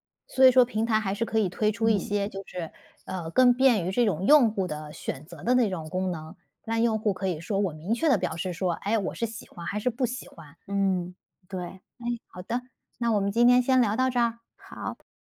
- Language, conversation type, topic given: Chinese, podcast, 社交媒体会让你更孤单，还是让你与他人更亲近？
- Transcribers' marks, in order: other background noise